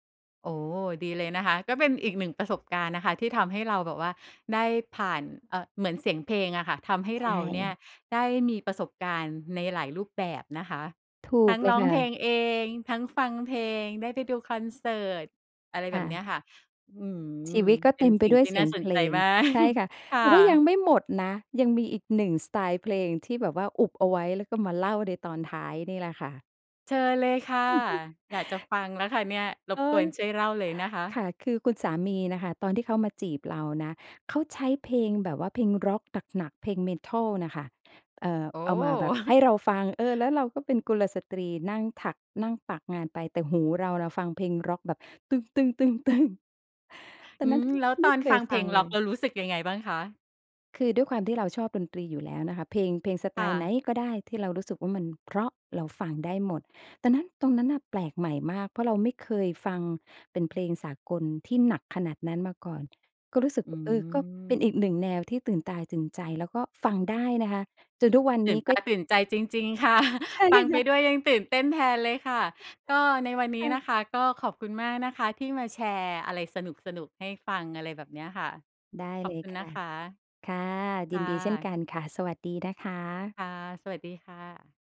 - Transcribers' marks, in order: chuckle; chuckle; other background noise; chuckle; other noise; tapping; laughing while speaking: "ใช่ค่ะ"; chuckle
- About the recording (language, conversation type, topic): Thai, podcast, รสนิยมการฟังเพลงของคุณเปลี่ยนไปเมื่อโตขึ้นไหม?